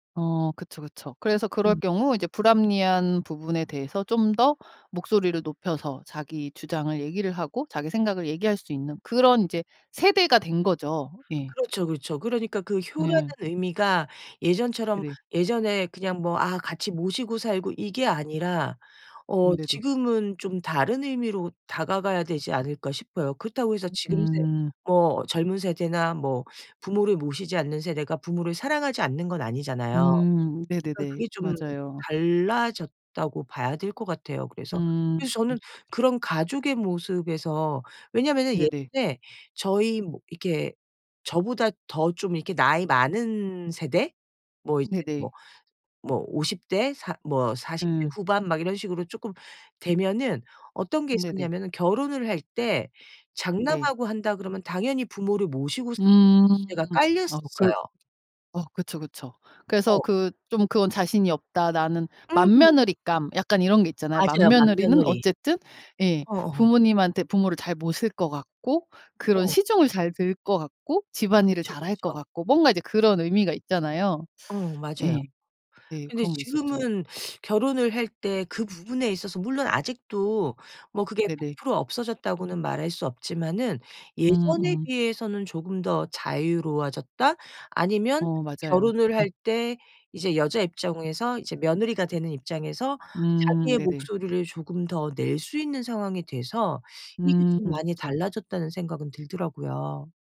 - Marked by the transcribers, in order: tapping; other background noise; teeth sucking
- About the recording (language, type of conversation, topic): Korean, podcast, 세대에 따라 ‘효’를 어떻게 다르게 느끼시나요?